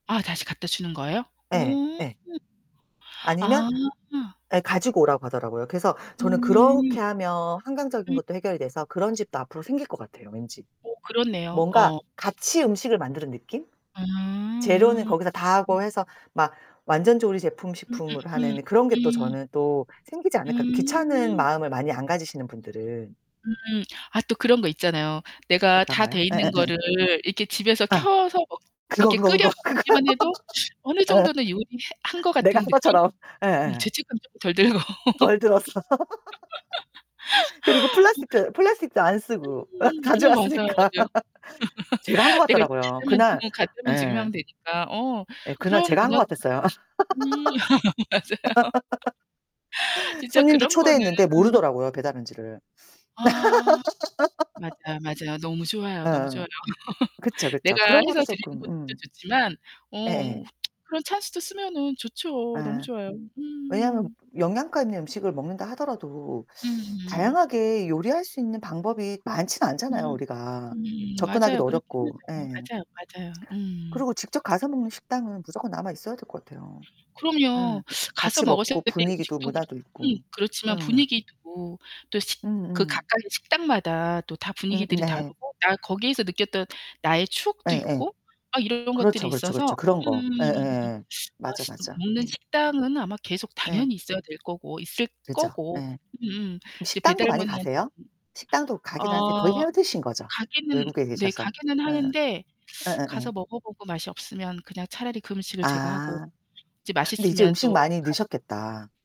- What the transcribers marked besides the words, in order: distorted speech; other background noise; laughing while speaking: "그거"; laugh; laughing while speaking: "덜 들었어"; laugh; laughing while speaking: "덜 들고"; laugh; laughing while speaking: "어, 가져갔으니까"; laugh; unintelligible speech; laugh; laughing while speaking: "맞아요"; laugh; laugh; laughing while speaking: "너무 좋아요. 너무 좋아요"; laugh; tsk; static
- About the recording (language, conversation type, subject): Korean, unstructured, 왜 우리는 음식을 배달로 자주 시켜 먹을까요?